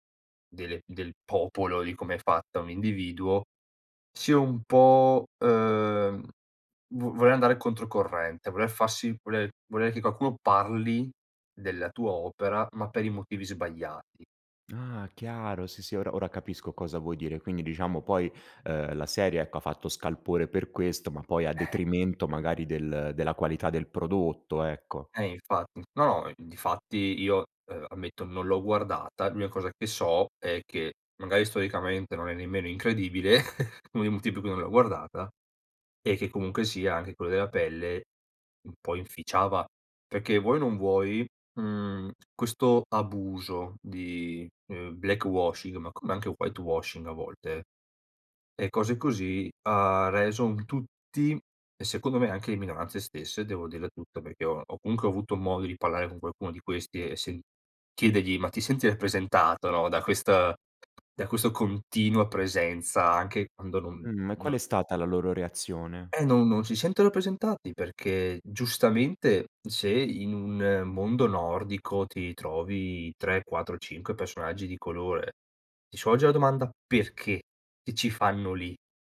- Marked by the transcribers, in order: "L'unica" said as "unia"; chuckle; in English: "black washing"; in English: "white washing"; other background noise
- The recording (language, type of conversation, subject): Italian, podcast, Qual è, secondo te, l’importanza della diversità nelle storie?